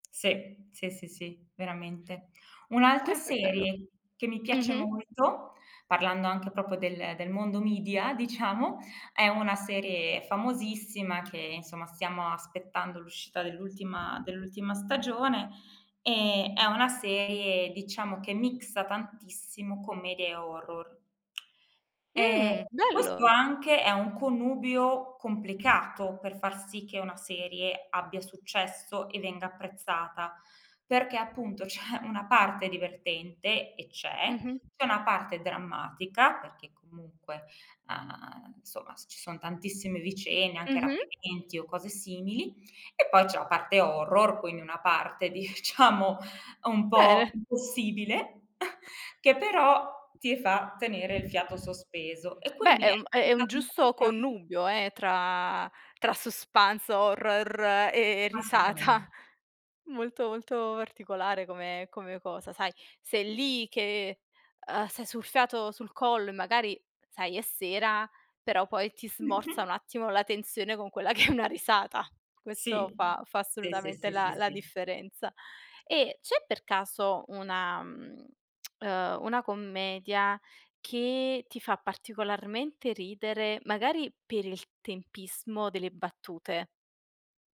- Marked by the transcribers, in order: in English: "mixa"; laughing while speaking: "c'è"; "vicende" said as "vicenne"; laughing while speaking: "diciamo"; other background noise; chuckle; unintelligible speech; laughing while speaking: "risata"; tapping; laughing while speaking: "che è una"; tongue click
- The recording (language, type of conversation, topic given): Italian, podcast, Che cosa rende una commedia davvero divertente, secondo te?